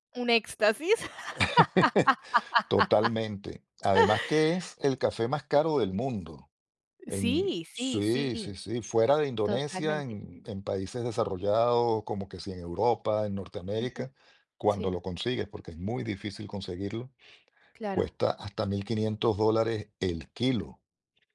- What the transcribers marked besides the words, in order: giggle; laugh
- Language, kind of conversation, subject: Spanish, podcast, ¿Qué comida local te dejó huella?